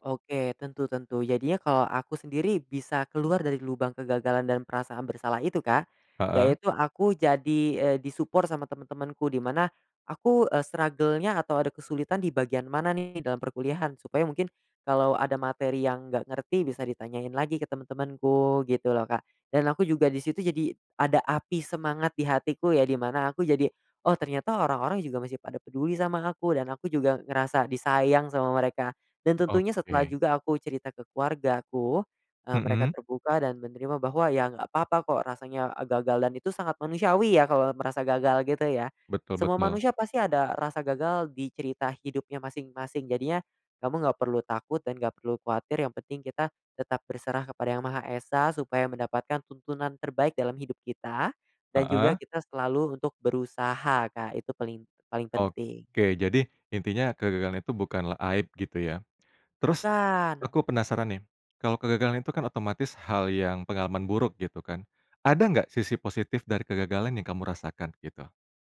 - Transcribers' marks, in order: in English: "di-support"; in English: "struggle-nya"
- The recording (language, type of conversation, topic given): Indonesian, podcast, Bagaimana cara Anda belajar dari kegagalan tanpa menyalahkan diri sendiri?